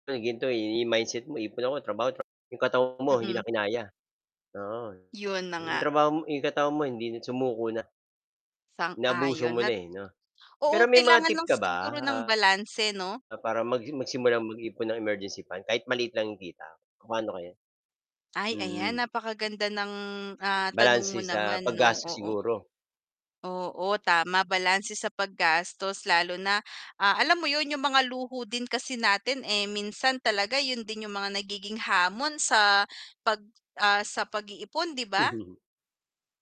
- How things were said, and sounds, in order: distorted speech; static; other background noise; gasp; chuckle
- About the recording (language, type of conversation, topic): Filipino, unstructured, Ano ang mga dahilan kung bakit mahalagang magkaroon ng pondong pang-emerhensiya?